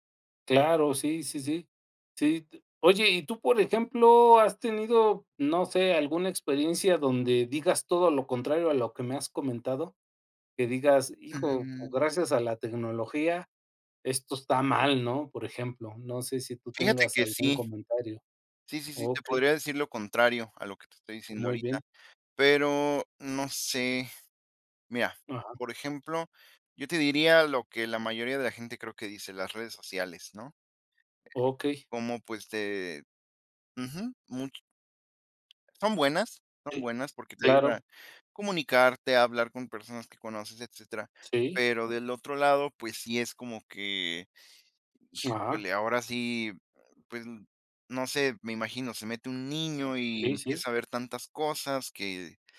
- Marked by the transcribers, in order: other noise
- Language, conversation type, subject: Spanish, unstructured, ¿Cómo crees que la tecnología ha mejorado tu vida diaria?
- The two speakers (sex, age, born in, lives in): female, 20-24, Mexico, Mexico; male, 50-54, Mexico, Mexico